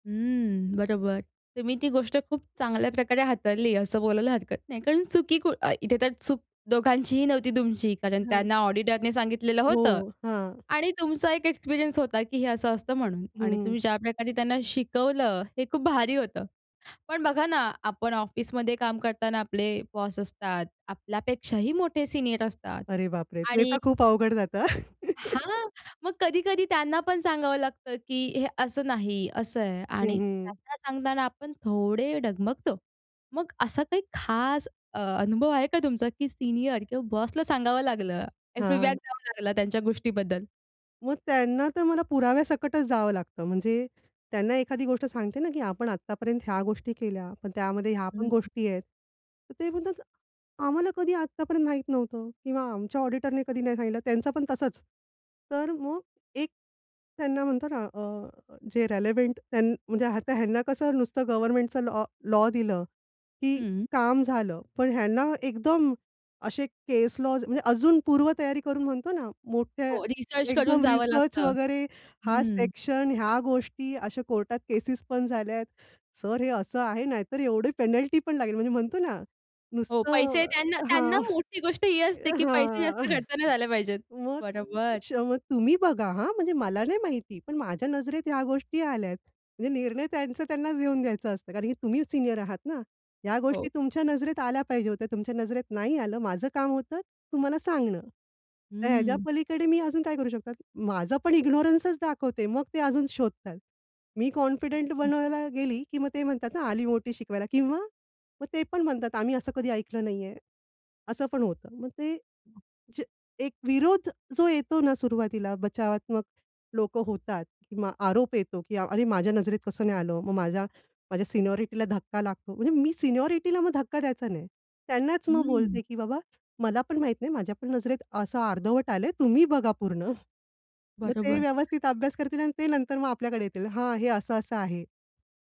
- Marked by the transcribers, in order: tapping; other background noise; laughing while speaking: "जातं"; chuckle; in English: "फीडबॅक"; in English: "रिलेव्हंट"; chuckle; unintelligible speech; unintelligible speech; chuckle
- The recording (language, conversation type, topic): Marathi, podcast, कामाच्या ठिकाणी अभिप्राय देण्याची आणि स्वीकारण्याची चांगली पद्धत कोणती?